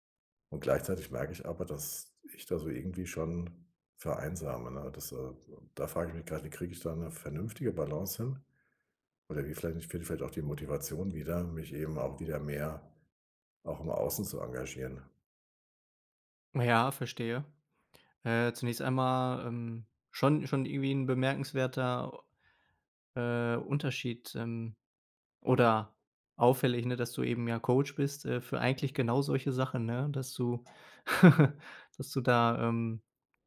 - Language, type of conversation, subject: German, advice, Wie kann ich mit Einsamkeit trotz Arbeit und Alltag besser umgehen?
- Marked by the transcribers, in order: laugh